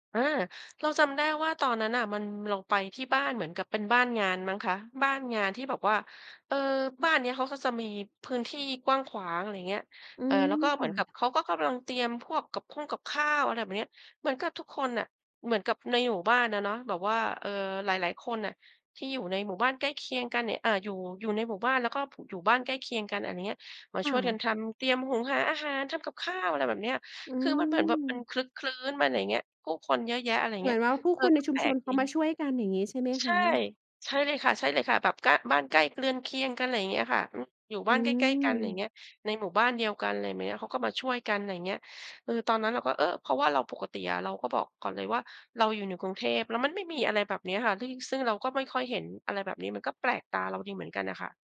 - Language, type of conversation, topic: Thai, podcast, คุณช่วยเล่าประสบการณ์การไปเยือนชุมชนท้องถิ่นที่ต้อนรับคุณอย่างอบอุ่นให้ฟังหน่อยได้ไหม?
- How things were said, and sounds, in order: none